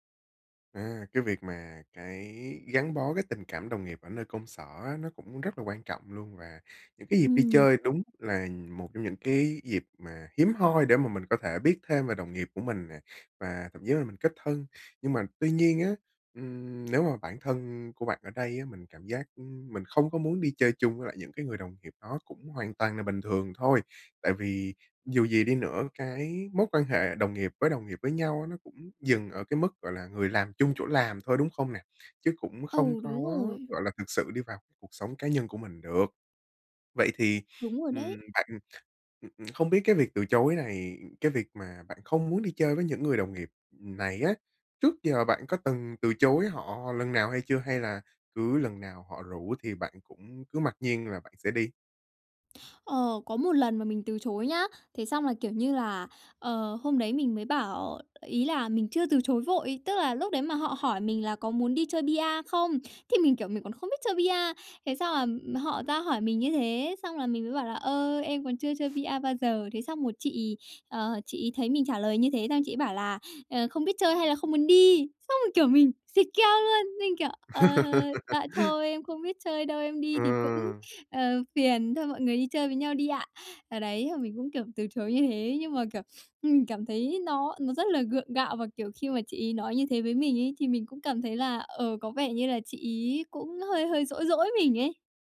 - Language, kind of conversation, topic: Vietnamese, advice, Làm sao để từ chối lời mời mà không làm mất lòng người khác?
- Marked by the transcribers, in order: tapping; other background noise; laugh